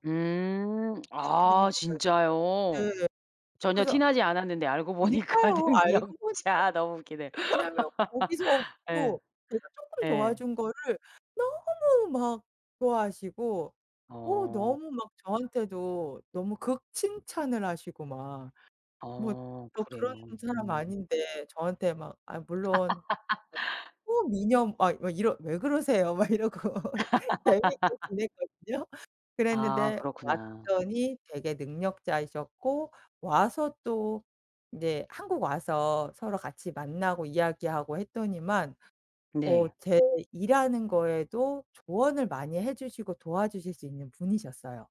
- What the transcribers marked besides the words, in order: lip smack; laughing while speaking: "알고 보니까 능력자. 너무 웃기네"; laugh; other background noise; laugh; laughing while speaking: "막 이러고 재미있게 지냈거든요"; laugh
- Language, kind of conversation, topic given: Korean, podcast, 우연한 만남으로 얻게 된 기회에 대해 이야기해줄래?
- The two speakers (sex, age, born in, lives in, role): female, 45-49, South Korea, France, guest; female, 45-49, South Korea, United States, host